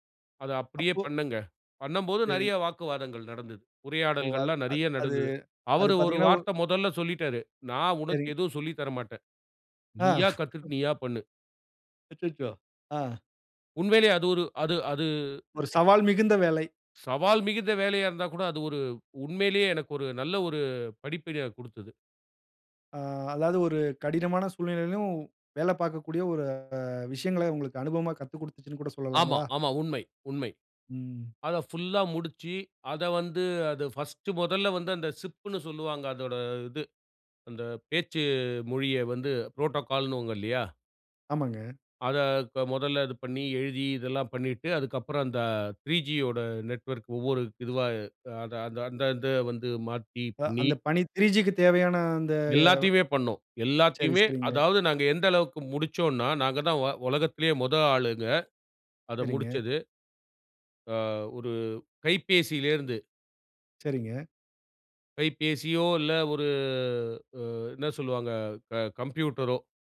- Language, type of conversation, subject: Tamil, podcast, வழிகாட்டியுடன் திறந்த உரையாடலை எப்படித் தொடங்குவது?
- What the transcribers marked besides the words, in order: chuckle; drawn out: "ஆ"; drawn out: "ஒரு"; in English: "புரோட்டோகால்"; other noise; other background noise; drawn out: "ஒரு"